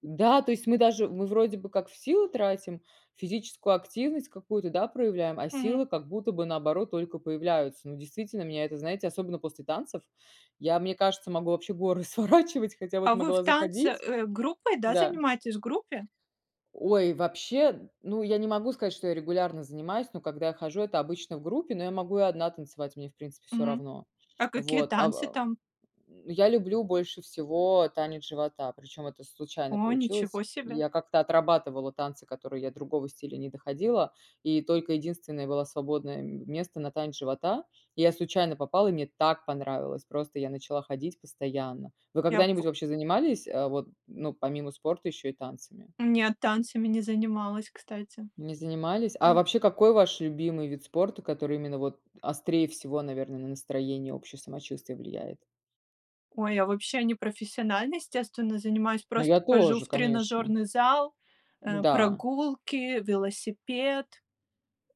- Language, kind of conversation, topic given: Russian, unstructured, Как спорт влияет на наше настроение и общее самочувствие?
- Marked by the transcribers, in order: tapping; other background noise; laughing while speaking: "сворачивать"; background speech